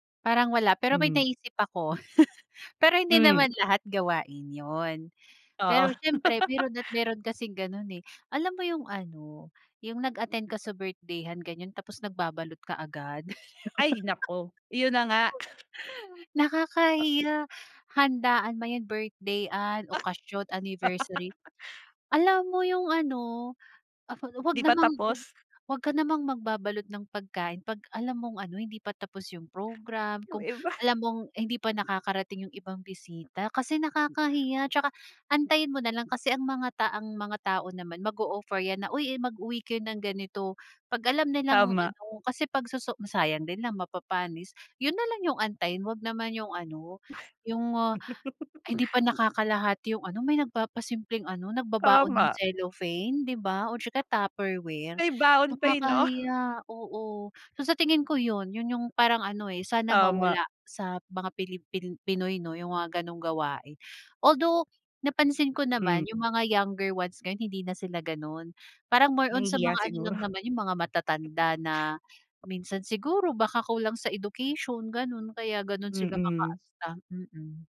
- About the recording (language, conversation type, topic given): Filipino, podcast, Ano ang papel ng pagkain sa pagpapakita ng pagmamahal sa pamilyang Pilipino?
- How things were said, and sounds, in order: laugh; laugh; laugh; chuckle; laugh; giggle; chuckle; breath